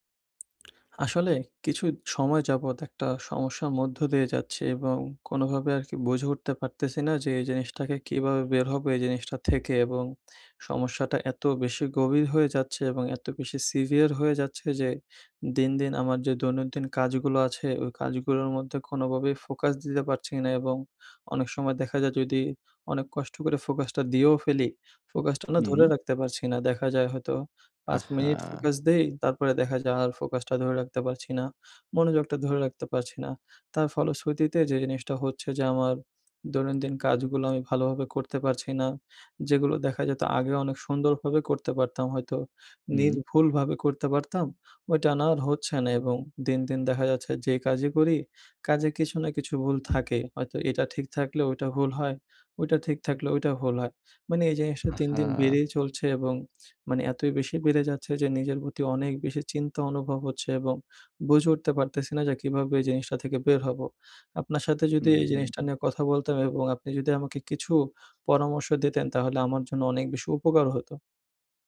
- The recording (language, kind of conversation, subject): Bengali, advice, কাজের সময় ফোন ও সামাজিক মাধ্যম বারবার আপনাকে কীভাবে বিভ্রান্ত করে?
- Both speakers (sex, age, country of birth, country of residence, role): male, 20-24, Bangladesh, Bangladesh, advisor; male, 20-24, Bangladesh, Bangladesh, user
- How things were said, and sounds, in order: other background noise; tapping